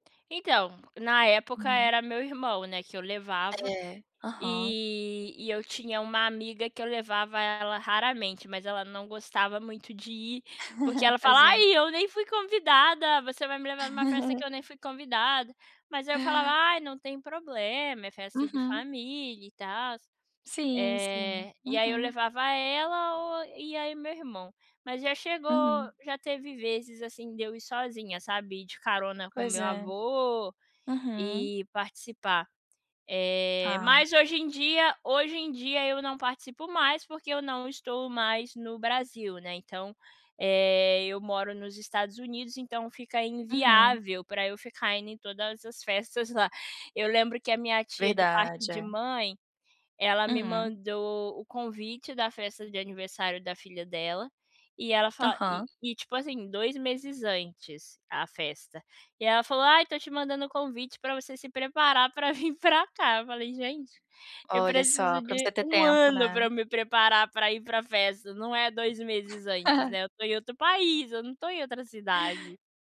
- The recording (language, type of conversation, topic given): Portuguese, advice, Como posso lidar com a ansiedade antes e durante eventos e reuniões sociais?
- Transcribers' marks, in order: chuckle; chuckle; tapping; other background noise; chuckle